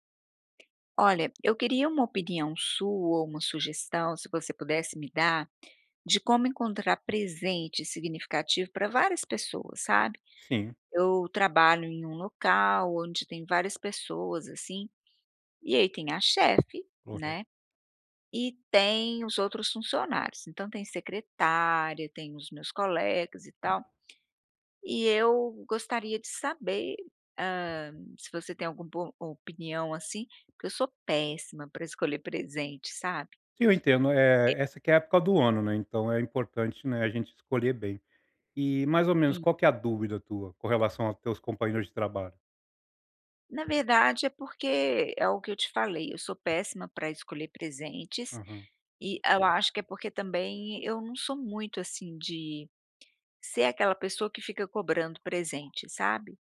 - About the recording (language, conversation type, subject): Portuguese, advice, Como posso encontrar presentes significativos para pessoas diferentes?
- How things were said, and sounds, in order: tapping; other background noise